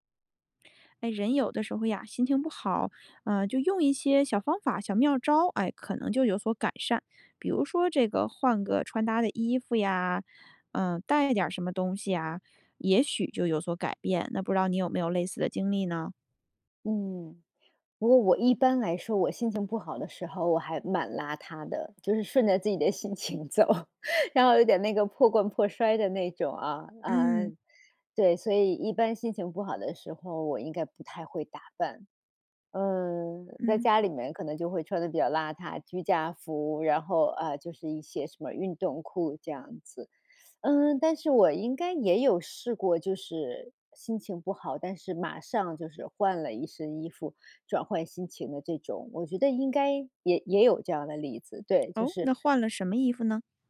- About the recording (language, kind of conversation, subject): Chinese, podcast, 当你心情不好时会怎么穿衣服？
- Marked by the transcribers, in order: other background noise; laughing while speaking: "走"; chuckle; teeth sucking